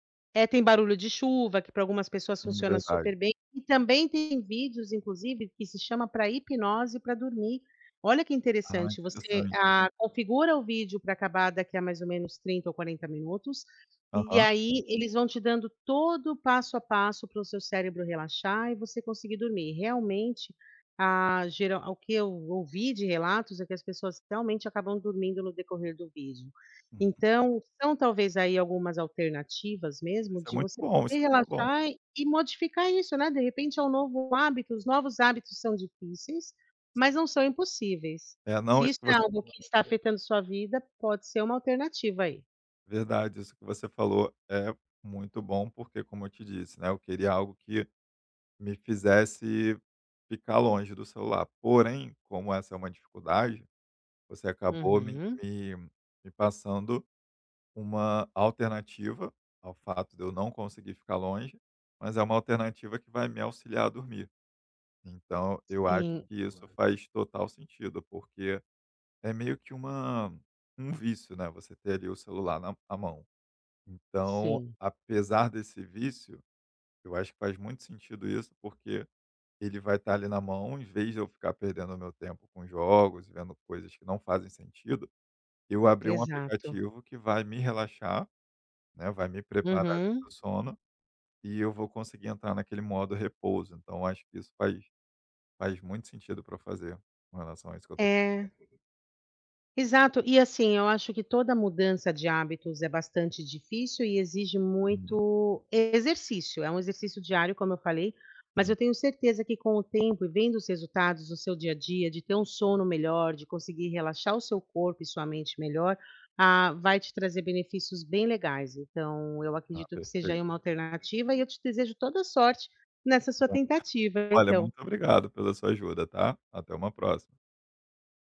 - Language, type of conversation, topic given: Portuguese, advice, Como posso desligar a mente antes de dormir e criar uma rotina para relaxar?
- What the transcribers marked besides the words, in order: tapping; other background noise; unintelligible speech; unintelligible speech